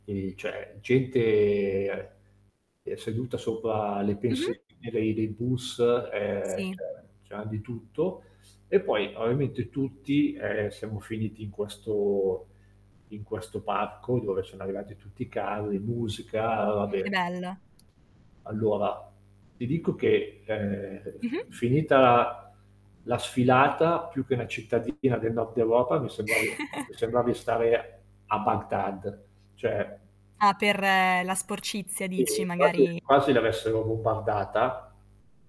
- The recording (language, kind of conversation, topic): Italian, podcast, Quale festa o celebrazione locale ti ha colpito di più?
- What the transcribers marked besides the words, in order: static; drawn out: "gente"; "sopra" said as "sopa"; distorted speech; "c'era" said as "ea"; tapping; chuckle